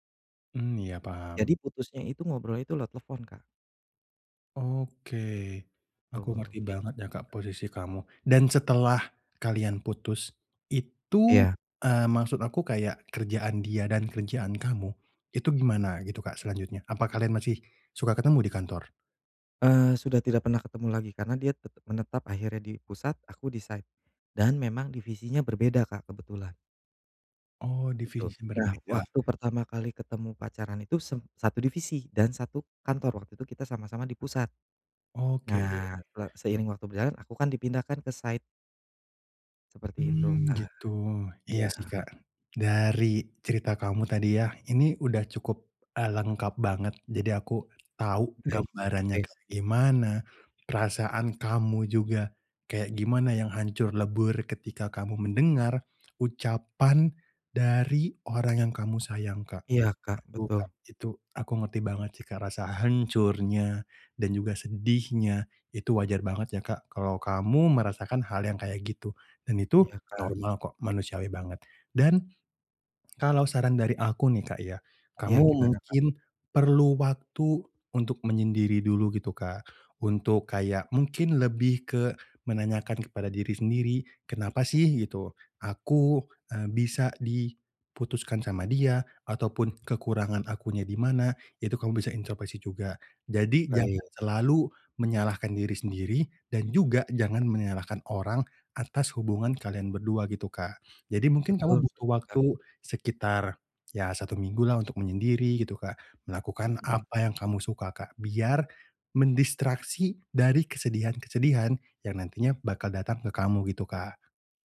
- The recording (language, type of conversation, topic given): Indonesian, advice, Bagaimana cara membangun kembali harapan pada diri sendiri setelah putus?
- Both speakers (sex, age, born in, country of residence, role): male, 25-29, Indonesia, Indonesia, advisor; male, 35-39, Indonesia, Indonesia, user
- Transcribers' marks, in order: in English: "site"; in English: "site"; tongue click; other background noise; tongue click